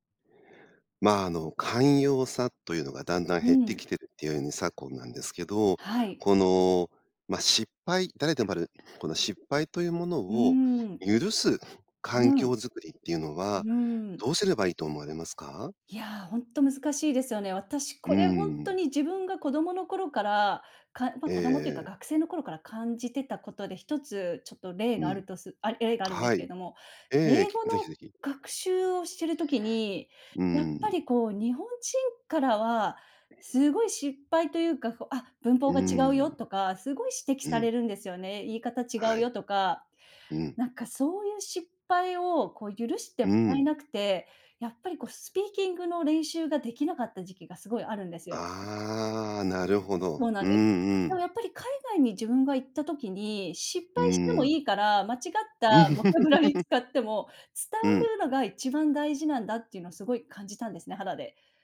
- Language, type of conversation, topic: Japanese, podcast, 失敗を許す環境づくりはどうすればいいですか？
- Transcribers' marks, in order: laugh